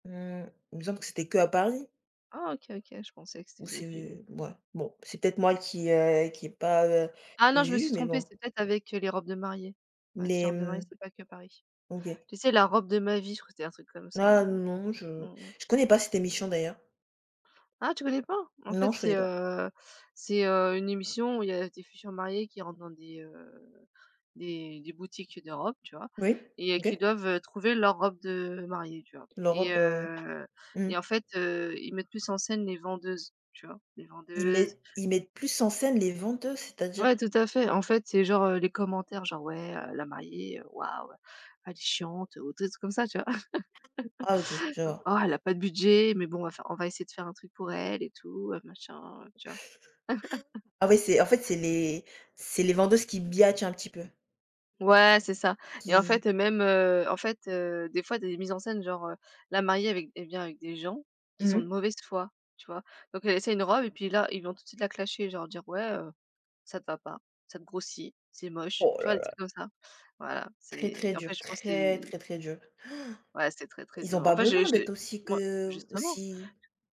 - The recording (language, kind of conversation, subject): French, unstructured, Comment décrirais-tu ton style personnel ?
- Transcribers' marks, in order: tapping; put-on voice: "Ouais, heu, la mariée, heu, waouh, elle est chiante"; other background noise; laugh; unintelligible speech; laugh; stressed: "très"; gasp